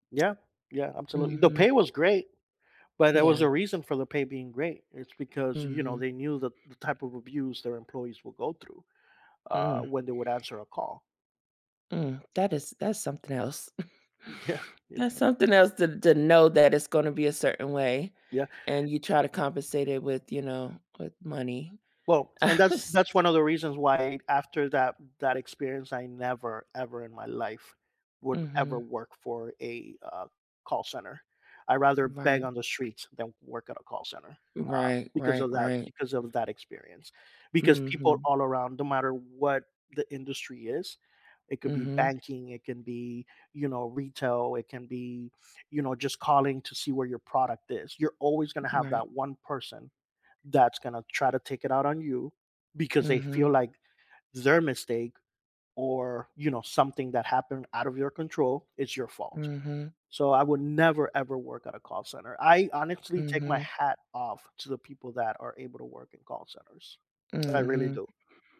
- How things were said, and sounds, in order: tapping; laughing while speaking: "Yeah"; chuckle; laugh
- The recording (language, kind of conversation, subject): English, podcast, What habits help you stay calm and balanced during a busy day?
- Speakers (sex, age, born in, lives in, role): female, 45-49, United States, United States, host; male, 45-49, United States, United States, guest